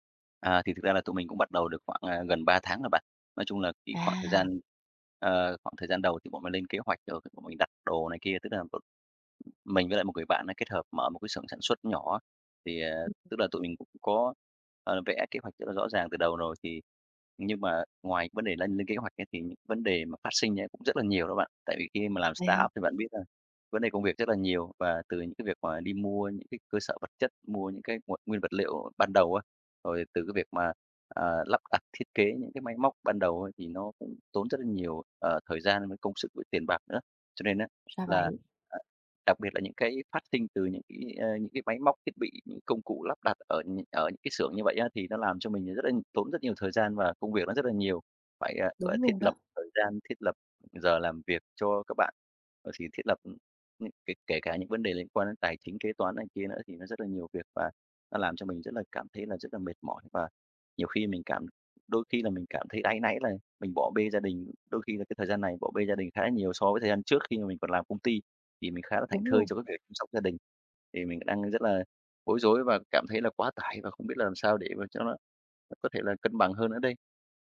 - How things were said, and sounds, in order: other noise; unintelligible speech; tapping; in English: "startup"; other background noise
- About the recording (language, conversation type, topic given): Vietnamese, advice, Làm sao để cân bằng giữa công việc ở startup và cuộc sống gia đình?